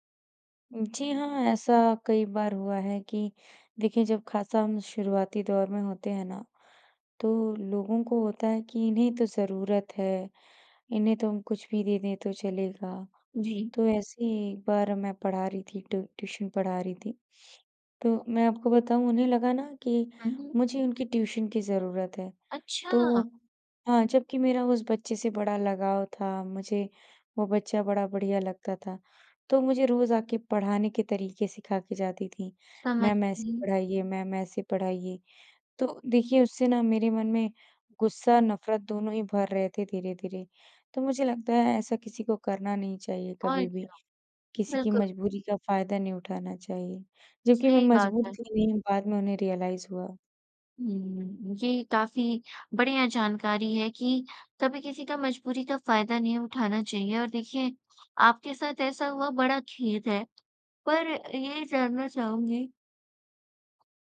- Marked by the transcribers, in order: in English: "ट्यू ट्यूशन"; in English: "ट्यूशन"; in English: "रियलाइज़"
- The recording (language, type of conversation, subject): Hindi, podcast, सुबह उठने के बाद आप सबसे पहले क्या करते हैं?